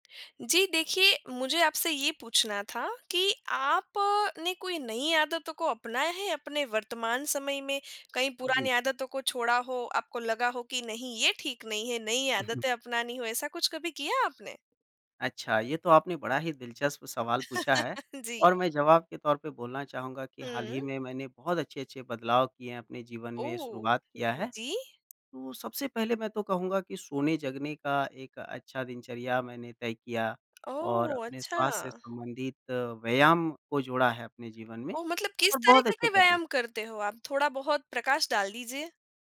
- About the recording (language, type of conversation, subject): Hindi, podcast, नई आदत बनाते समय आप खुद को प्रेरित कैसे रखते हैं?
- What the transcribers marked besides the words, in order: tapping; laugh